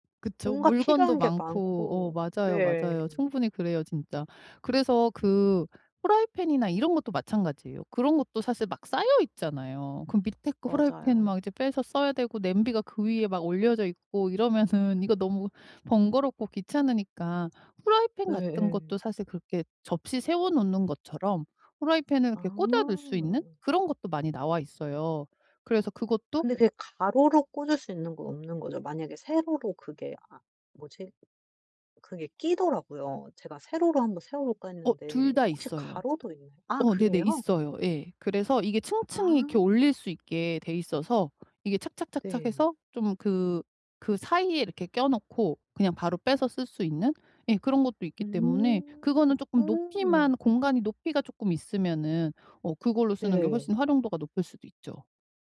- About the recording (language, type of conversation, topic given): Korean, advice, 일상에서 작업 공간을 빠르게 정돈하고 재정비하는 루틴은 어떻게 시작하면 좋을까요?
- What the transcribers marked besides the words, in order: laughing while speaking: "이러면은"; other background noise; tapping